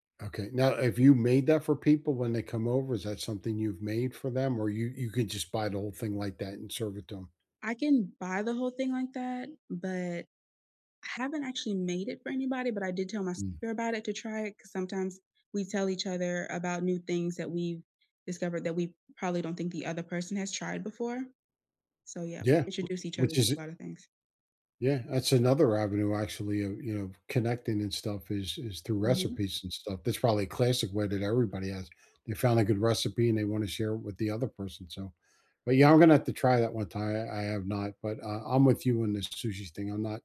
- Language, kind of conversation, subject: English, unstructured, How do motivation, community, and play help you feel better and more connected?
- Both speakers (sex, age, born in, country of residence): female, 20-24, United States, United States; male, 65-69, United States, United States
- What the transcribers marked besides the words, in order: tapping